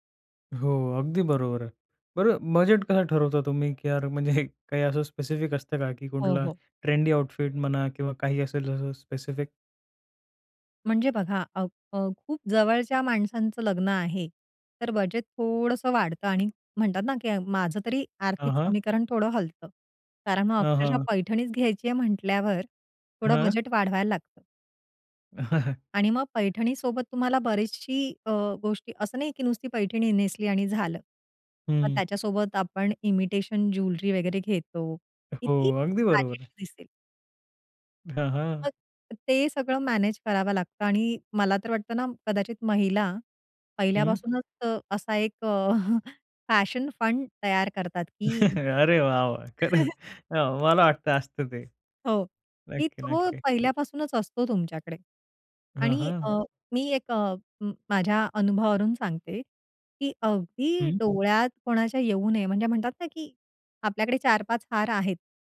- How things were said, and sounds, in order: tapping; laughing while speaking: "म्हणजे"; in English: "आउटफिट"; other background noise; in English: "इमिटेशन ज्वेलरी"; chuckle; in English: "फॅशन फंड"; chuckle; laughing while speaking: "खरंच"
- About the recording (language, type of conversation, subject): Marathi, podcast, पाश्चिमात्य आणि पारंपरिक शैली एकत्र मिसळल्यावर तुम्हाला कसे वाटते?